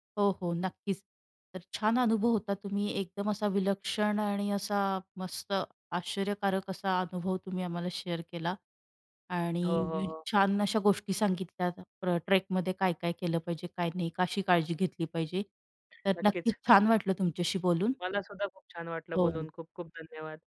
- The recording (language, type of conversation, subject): Marathi, podcast, निसर्गात एकट्याने ट्रेक केल्याचा तुमचा अनुभव कसा होता?
- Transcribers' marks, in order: in English: "शेअर"; other background noise; in English: "ट्रेकमध्ये"